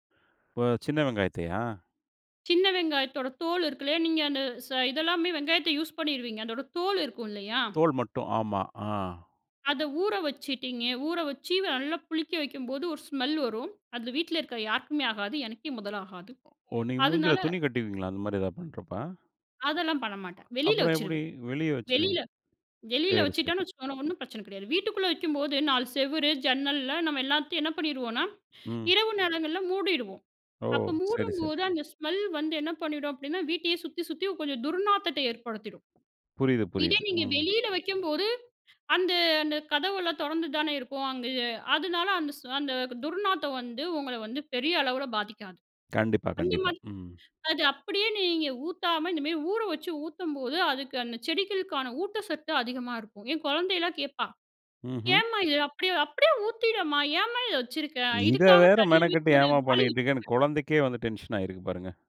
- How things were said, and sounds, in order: in English: "யூஸ்"; other background noise; in English: "ஸ்மெல்"; in English: "ஸ்மெல்"; in English: "டென்ஷன்"
- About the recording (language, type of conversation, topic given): Tamil, podcast, பசுமை நெறிமுறைகளை குழந்தைகளுக்கு எப்படிக் கற்பிக்கலாம்?